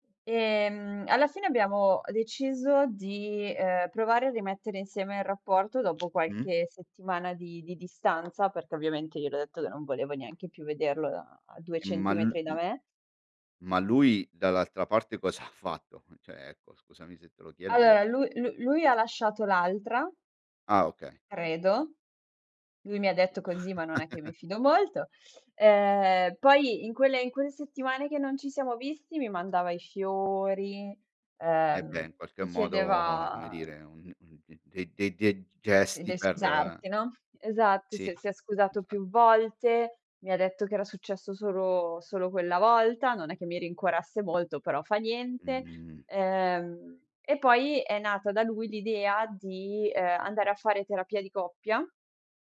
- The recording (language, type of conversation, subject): Italian, podcast, Come si può ricostruire la fiducia dopo un tradimento in famiglia?
- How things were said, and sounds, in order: other background noise; tapping; laughing while speaking: "ha fatto?"; chuckle